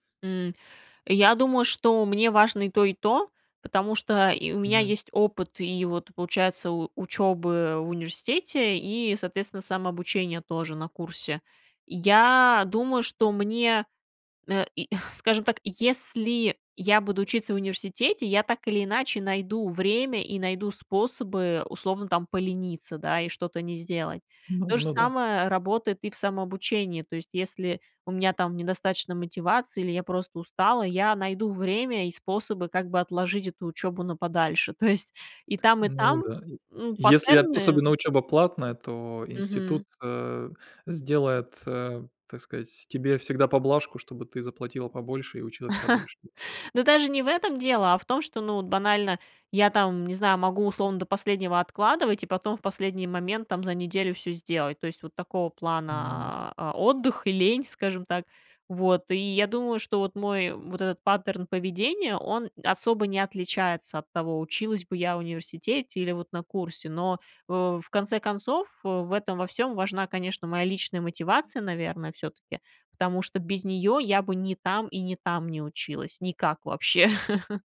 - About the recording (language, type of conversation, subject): Russian, podcast, Как не потерять мотивацию, когда начинаешь учиться заново?
- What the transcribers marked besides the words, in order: tapping; laughing while speaking: "То есть"; other background noise; laugh; laugh